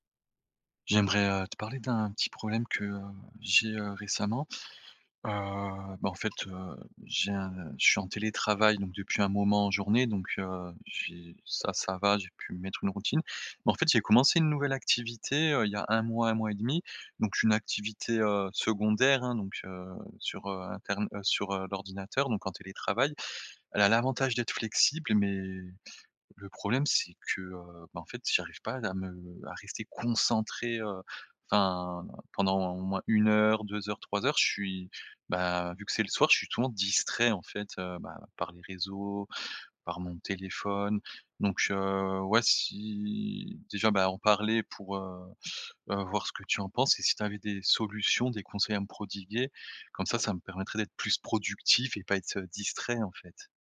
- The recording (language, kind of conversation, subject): French, advice, Comment réduire les distractions numériques pendant mes heures de travail ?
- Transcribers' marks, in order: other background noise; stressed: "concentré"; drawn out: "Si"